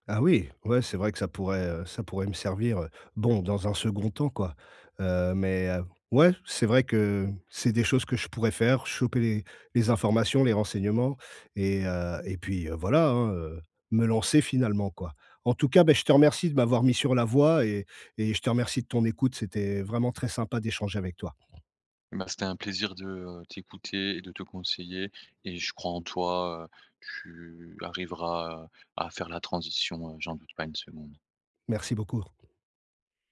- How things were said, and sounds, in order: tapping
- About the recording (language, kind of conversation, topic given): French, advice, Comment surmonter ma peur de changer de carrière pour donner plus de sens à mon travail ?